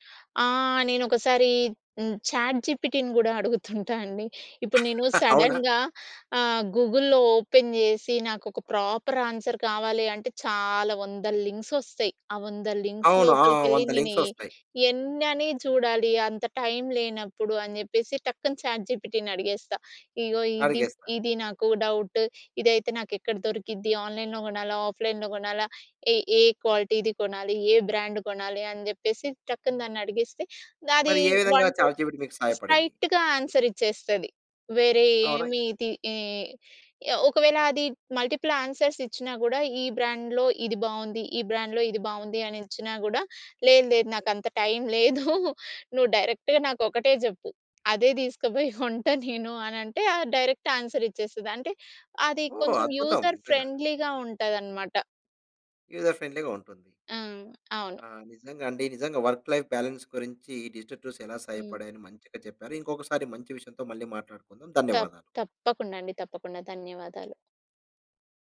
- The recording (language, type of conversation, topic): Telugu, podcast, వర్క్-లైఫ్ బ్యాలెన్స్ కోసం డిజిటల్ టూల్స్ ఎలా సహాయ పడతాయి?
- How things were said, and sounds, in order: in English: "చాట్ జీపీటీని"; laughing while speaking: "అడుగుతుంటా అండి"; laugh; in English: "సడన్‌గా"; in English: "గూగుల్‌లో ఓపెన్"; tapping; in English: "ప్రాపర్ ఆన్సర్"; in English: "లింక్స్"; in English: "లింక్స్"; in English: "లింక్స్"; in English: "చాట్ జీపీటీని"; in English: "డౌట్"; in English: "ఆన్‌లైన్‌లో"; in English: "ఆఫ్‌లైన్‌లో"; in English: "క్వాలిటీది"; in English: "బ్రాండ్"; in English: "చాట్ జీపీటీ"; in English: "వన్ టు స్ట్రెయిట్‌గా ఆన్సర్"; in English: "మల్టిపుల్ ఆన్స్‌ర్స్"; in English: "బ్రాండ్‌లో"; in English: "బ్రాండ్‌లో"; laughing while speaking: "టైమ్ లేదు"; in English: "డైరెక్ట్‌గా"; giggle; in English: "డైరెక్ట్ ఆన్సర్"; in English: "యూజర్ ఫ్రెండ్లీగా"; in English: "యూజర్ ఫ్రెండ్లీగా"; in English: "వర్క్ లైఫ్ బాలన్స్"; in English: "డిజిటల్ టూల్స్"